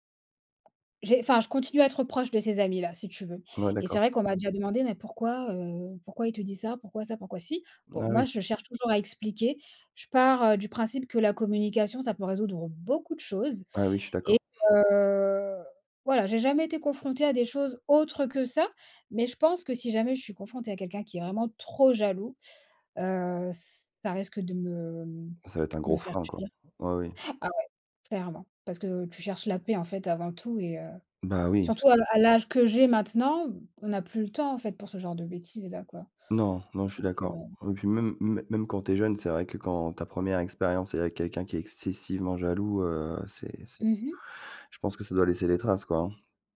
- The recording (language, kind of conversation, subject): French, unstructured, Que penses-tu des relations où l’un des deux est trop jaloux ?
- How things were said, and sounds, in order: tapping; other background noise; stressed: "beaucoup"; stressed: "trop"